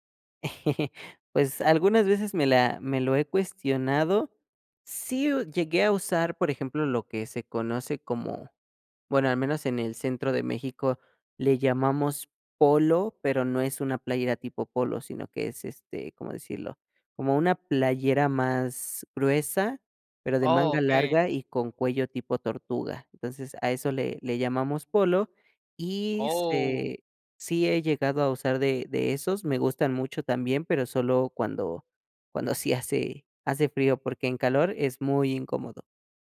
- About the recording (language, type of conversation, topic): Spanish, podcast, ¿Qué prenda te define mejor y por qué?
- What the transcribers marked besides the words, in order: chuckle